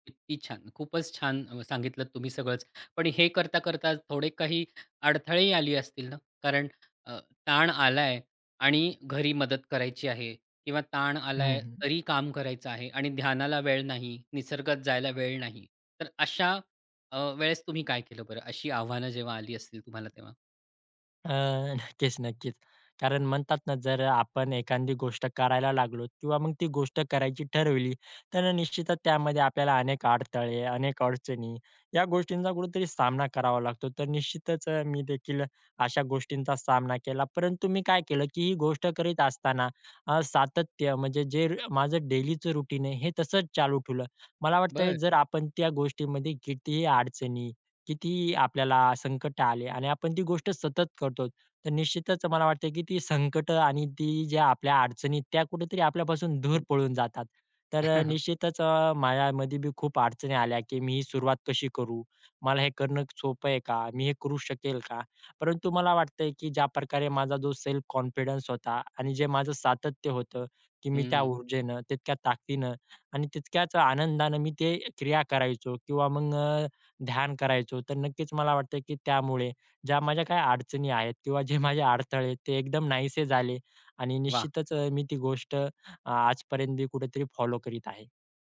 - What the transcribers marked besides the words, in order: other noise; laughing while speaking: "नक्कीच"; tapping; "एखादी" said as "एखांदी"; in English: "डेलीचं रूटीन"; laughing while speaking: "दूर"; chuckle; in English: "सेल्फ कॉन्फिडन्स"; laughing while speaking: "जे माझे"
- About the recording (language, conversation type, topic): Marathi, podcast, तणाव ताब्यात ठेवण्यासाठी तुमची रोजची पद्धत काय आहे?